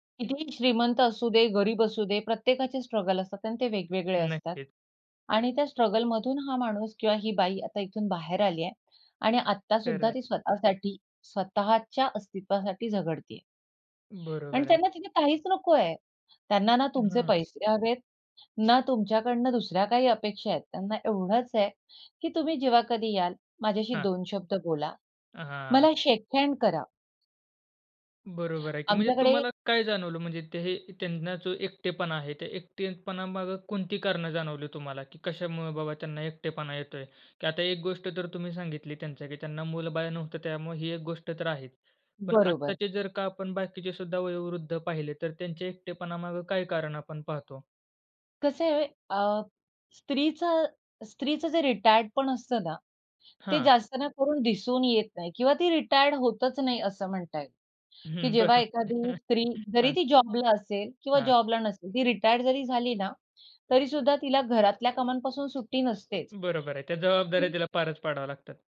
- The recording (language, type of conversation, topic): Marathi, podcast, वयोवृद्ध लोकांचा एकटेपणा कमी करण्याचे प्रभावी मार्ग कोणते आहेत?
- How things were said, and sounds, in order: in English: "स्ट्रगल"; in English: "स्ट्रगलमधून"; other background noise; in English: "शेक हँड"; tapping; laugh